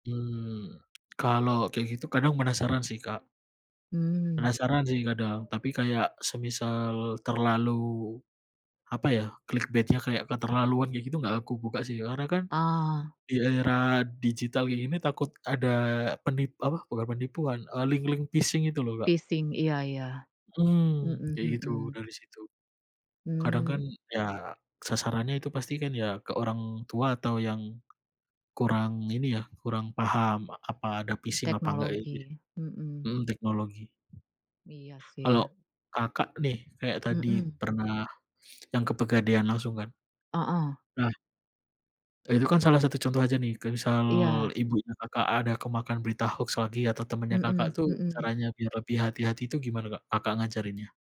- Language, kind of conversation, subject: Indonesian, unstructured, Bagaimana kamu menentukan apakah sebuah berita itu benar atau hoaks?
- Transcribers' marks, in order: other background noise; in English: "clickbait-nya"; tapping; in English: "phishing"; in English: "Phishing"; in English: "phishing"; other noise